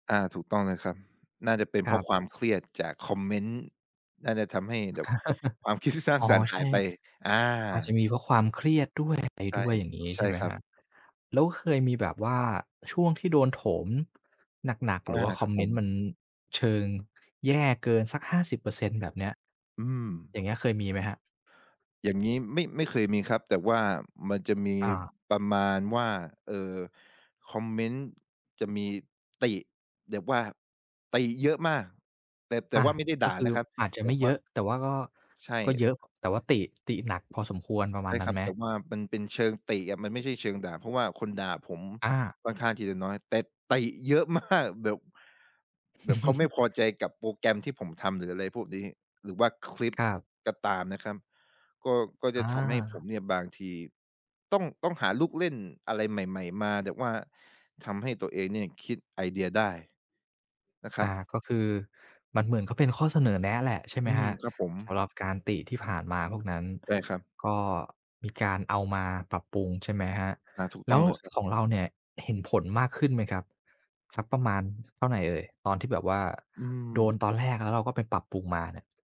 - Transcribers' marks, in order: tapping; chuckle; other background noise; laughing while speaking: "ที่สร้าง"; stressed: "ติ"; stressed: "ติ"; laughing while speaking: "มาก"; chuckle
- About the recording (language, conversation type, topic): Thai, podcast, ก่อนเริ่มทำงานสร้างสรรค์ คุณมีพิธีกรรมอะไรเป็นพิเศษไหม?